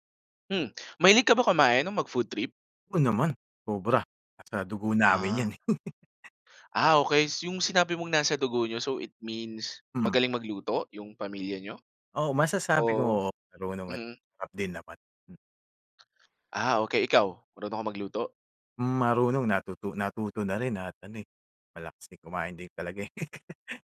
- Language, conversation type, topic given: Filipino, podcast, Anong tradisyonal na pagkain ang may pinakamatingkad na alaala para sa iyo?
- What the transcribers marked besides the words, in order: chuckle; laugh